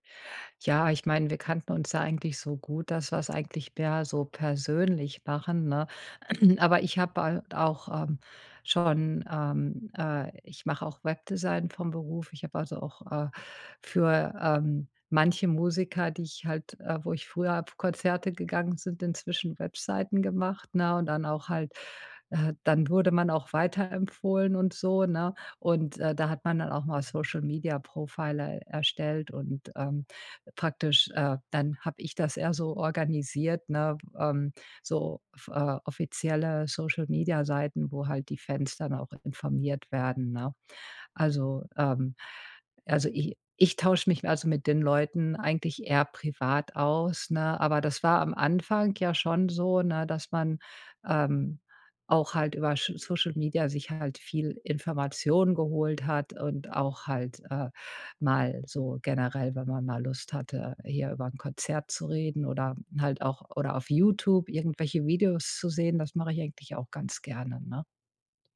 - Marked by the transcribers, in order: throat clearing; inhale; in English: "Social-Media"; in English: "Social-Media"; in English: "Social-Media"
- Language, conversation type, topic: German, podcast, Was macht ein Konzert besonders intim und nahbar?